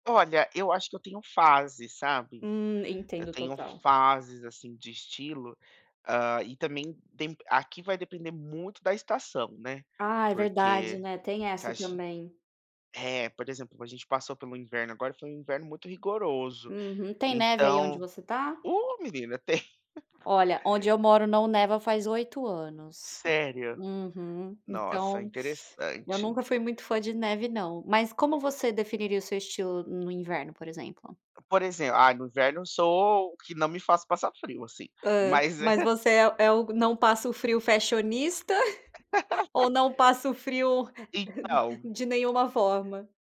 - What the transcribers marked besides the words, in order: tapping; laugh; chuckle; laugh; chuckle; laugh
- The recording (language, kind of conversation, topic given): Portuguese, unstructured, Como você descreveria seu estilo pessoal?